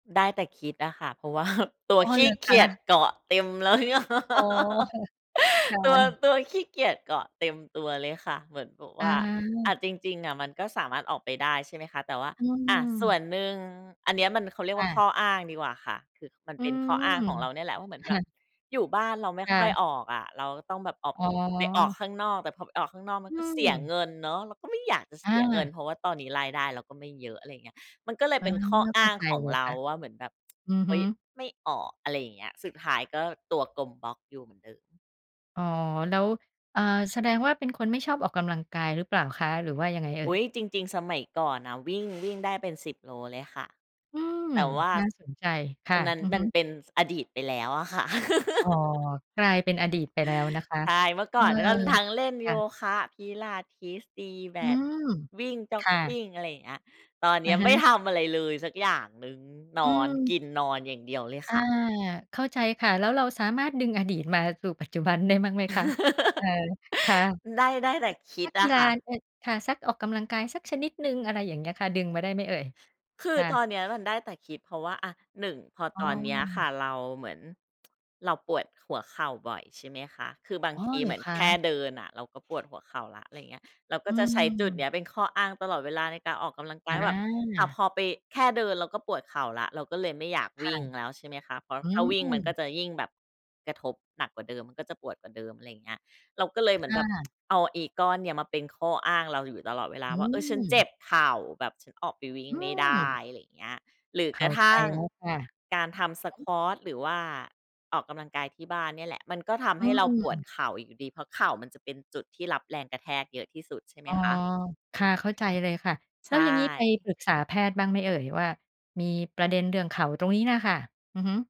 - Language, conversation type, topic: Thai, podcast, งานที่ทำแล้วไม่เครียดแต่ได้เงินน้อยนับเป็นความสำเร็จไหม?
- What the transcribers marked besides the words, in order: chuckle; laugh; other background noise; tsk; laugh; laugh; tsk; background speech; tapping; tsk; other noise